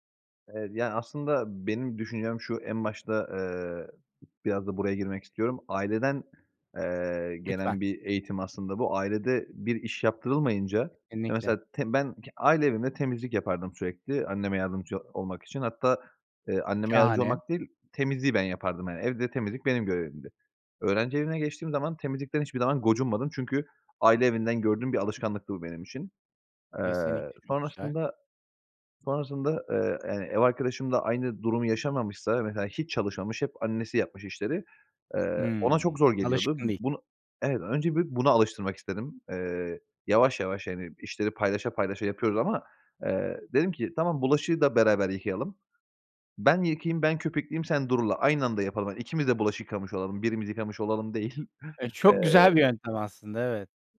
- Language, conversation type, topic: Turkish, podcast, Ev işlerini adil paylaşmanın pratik yolları nelerdir?
- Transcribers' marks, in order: other background noise; tapping; laughing while speaking: "değil"